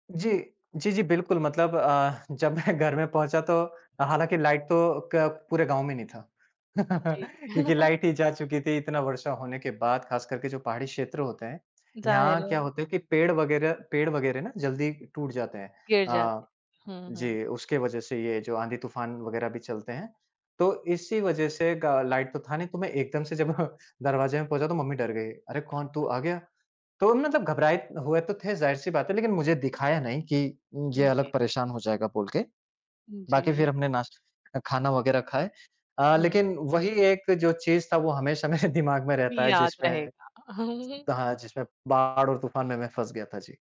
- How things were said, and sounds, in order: laughing while speaking: "मैं"; in English: "लाइट"; chuckle; in English: "लाइट"; chuckle; in English: "लाइट"; laughing while speaking: "जब"; laughing while speaking: "मेरे"; chuckle
- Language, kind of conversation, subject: Hindi, podcast, बाढ़ या तूफान में फँसने का आपका कोई किस्सा क्या है?